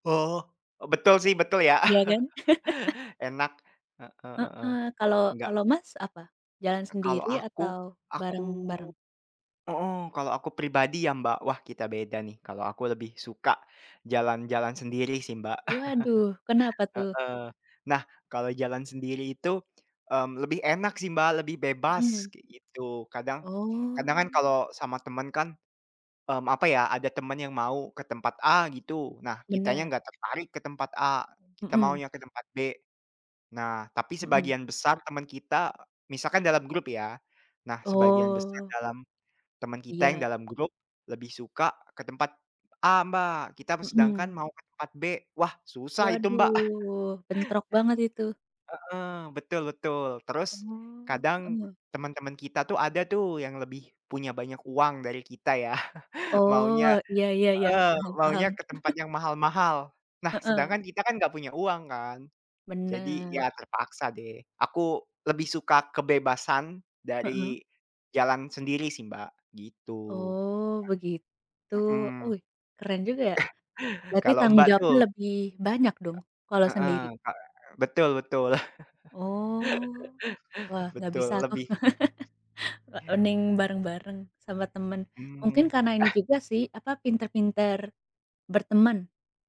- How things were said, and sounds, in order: laugh; laugh; other background noise; drawn out: "Waduh"; laugh; laugh; chuckle; laugh
- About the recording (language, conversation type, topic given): Indonesian, unstructured, Kamu lebih suka jalan-jalan sendiri atau bersama teman?